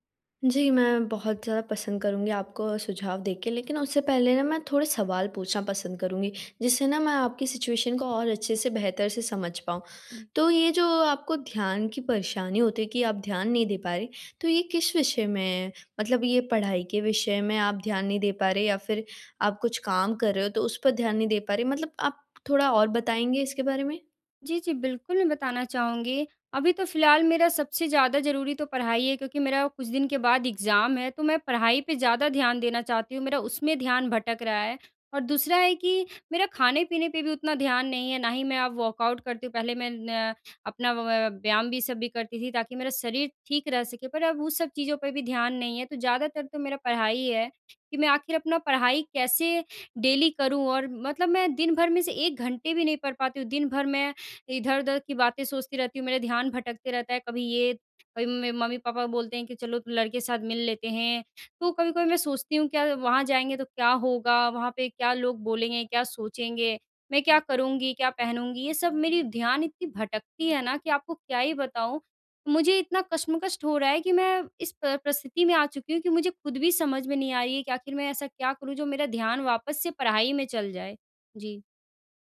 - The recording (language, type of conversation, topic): Hindi, advice, मेरा ध्यान दिनभर बार-बार भटकता है, मैं साधारण कामों पर ध्यान कैसे बनाए रखूँ?
- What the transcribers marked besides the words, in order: in English: "सिचुएशन"; other background noise; in English: "एग्ज़ाम"; in English: "वर्कऑउट"; in English: "डेली"